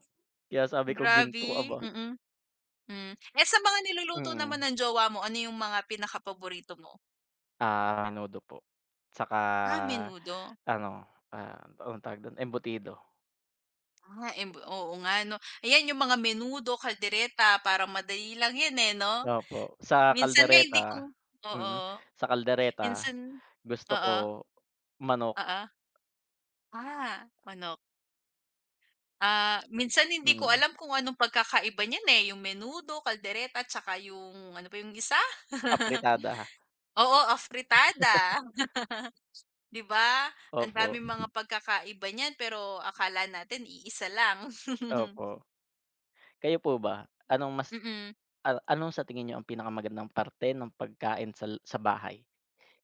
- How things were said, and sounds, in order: laugh; wind; laugh
- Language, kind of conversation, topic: Filipino, unstructured, Ano ang palagay mo tungkol sa pagkain sa labas kumpara sa lutong bahay?